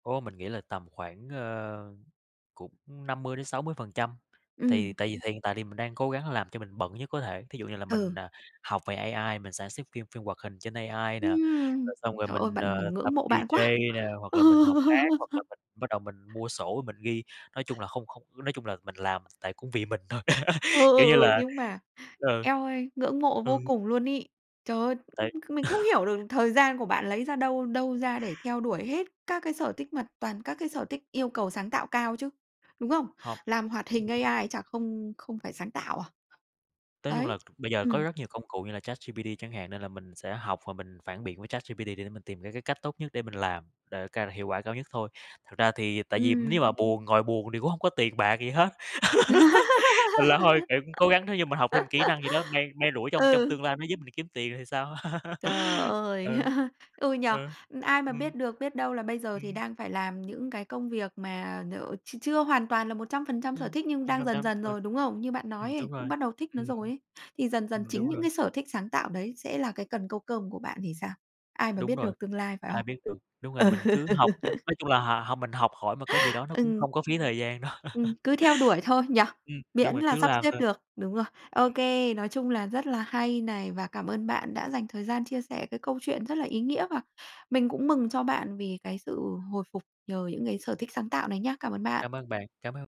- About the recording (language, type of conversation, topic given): Vietnamese, podcast, Bạn đã bắt đầu theo đuổi sở thích sáng tạo này như thế nào?
- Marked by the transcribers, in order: other background noise; in English: "D-J"; laugh; tapping; laugh; other noise; laugh; laugh; laugh; laugh; laugh; unintelligible speech; laughing while speaking: "Ừ"; laugh; laughing while speaking: "đâu"; laugh